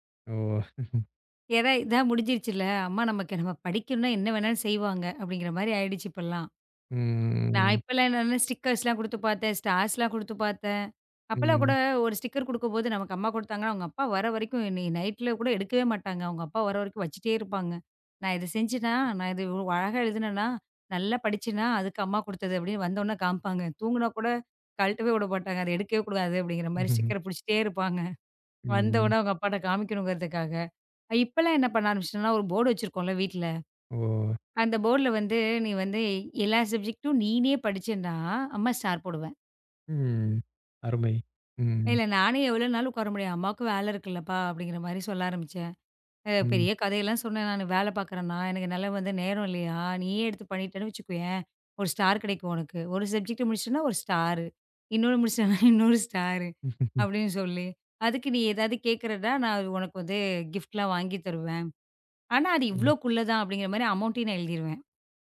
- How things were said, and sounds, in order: laughing while speaking: "ஓ!"; drawn out: "ம்"; in English: "ஸ்டிக்கர்ஸ்லாம்"; in English: "ஸ்டார்ஸ்லாம்"; in English: "ஸ்டிக்கர்"; laugh; in English: "ஸ்டிக்கர"; in English: "போர்டு"; in English: "போர்ட்ல"; in English: "சப்ஜக்டும்"; in English: "ஸ்டார்"; in English: "ஸ்டார்"; in English: "சப்ஜக்ட்"; laughing while speaking: "முடிச்சிட்டான்னா இன்னொரு ஸ்டாரு"; laugh; in English: "ஸ்டாரு"; in English: "கிஃப்ட்லாம்"; in English: "அமவுண்டையும்"
- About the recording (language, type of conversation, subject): Tamil, podcast, குழந்தைகளை படிப்பில் ஆர்வம் கொள்ளச் செய்வதில் உங்களுக்கு என்ன அனுபவம் இருக்கிறது?